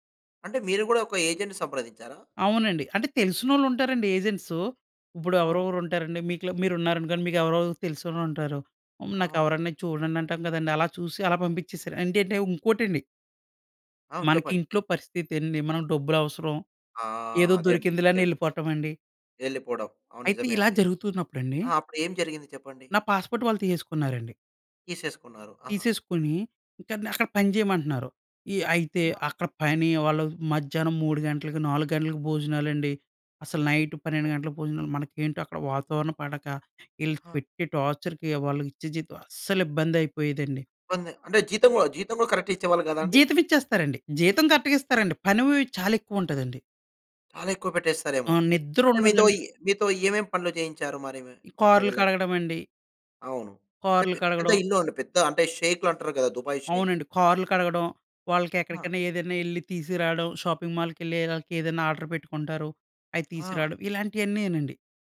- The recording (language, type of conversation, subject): Telugu, podcast, పాస్‌పోర్టు లేదా ఫోన్ కోల్పోవడం వల్ల మీ ప్రయాణం ఎలా మారింది?
- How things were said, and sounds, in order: in English: "ఏజెంట్‌ని"; tapping; in English: "పాస్‌పోర్ట్"; in English: "నైట్"; in English: "టార్చర్‌కి"; in English: "కరెక్ట్‌గా"; in English: "కరెక్ట్‌గా"; in English: "షాపింగ్ మాల్‌కెళ్ళి"; in English: "ఆర్డర్"